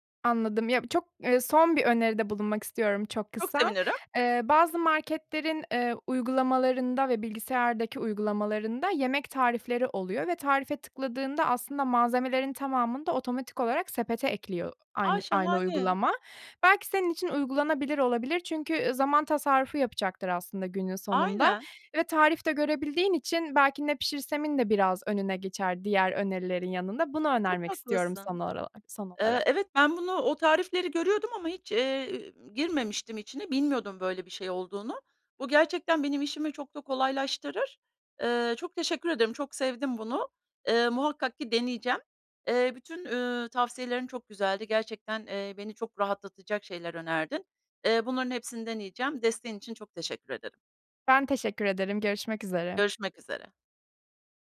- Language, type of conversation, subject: Turkish, advice, Motivasyon eksikliğiyle başa çıkıp sağlıklı beslenmek için yemek hazırlamayı nasıl planlayabilirim?
- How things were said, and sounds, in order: other background noise; tapping